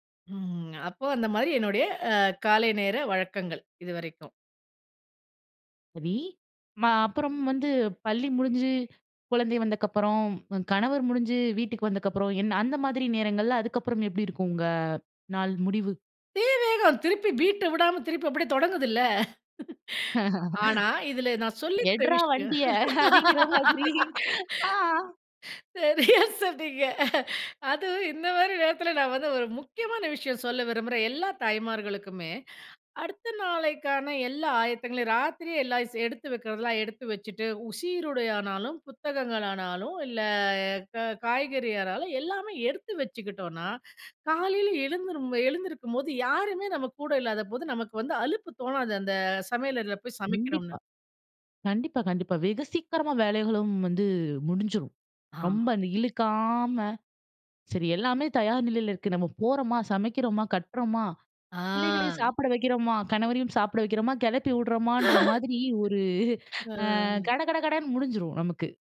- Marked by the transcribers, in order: laugh; laughing while speaking: "எட்றா வண்டிய அப்பிடீங்கிற மாதிரி. ஆ"; laugh; laugh; inhale; laughing while speaking: "சரியா சொன்னீங்க"; other noise; chuckle
- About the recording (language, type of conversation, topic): Tamil, podcast, உங்கள் வீட்டில் காலை நேரத்தில் பொதுவாக என்னென்ன வழக்கங்கள் இருக்கின்றன?